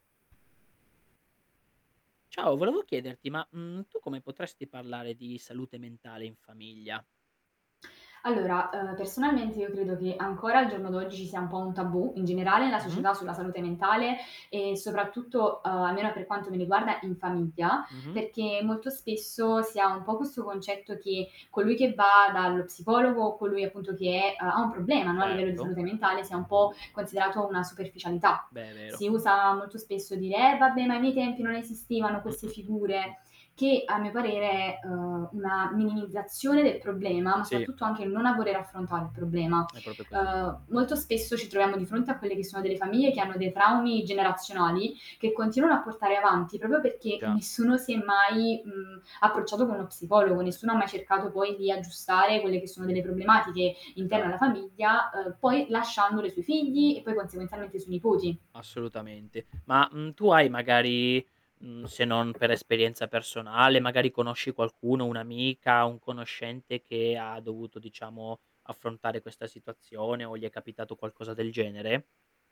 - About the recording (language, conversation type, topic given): Italian, podcast, Come si può parlare di salute mentale in famiglia?
- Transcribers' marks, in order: static; distorted speech; tapping; "affrontare" said as "affontare"